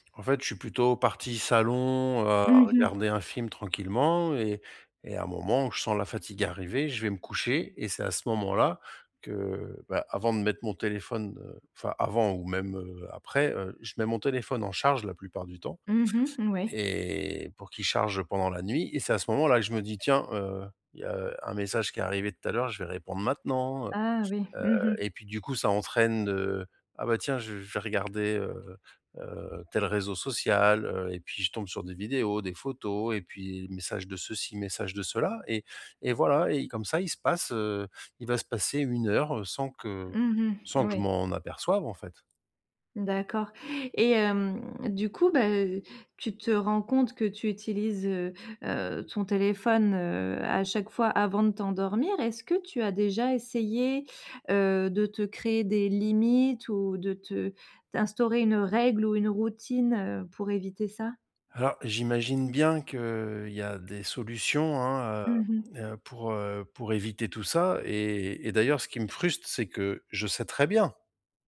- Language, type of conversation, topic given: French, advice, Comment éviter que les écrans ne perturbent mon sommeil ?
- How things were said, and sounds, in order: other noise